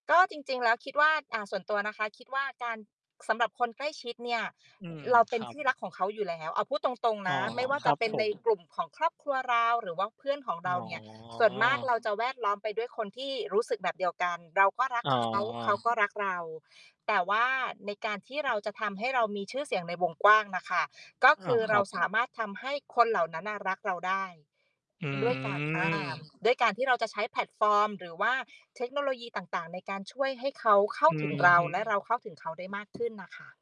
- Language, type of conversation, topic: Thai, unstructured, คุณอยากมีชื่อเสียงในวงกว้างหรืออยากเป็นที่รักของคนใกล้ชิดมากกว่ากัน?
- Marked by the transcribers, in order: drawn out: "อ๋อ"; other background noise; distorted speech; background speech; drawn out: "อืม"; tapping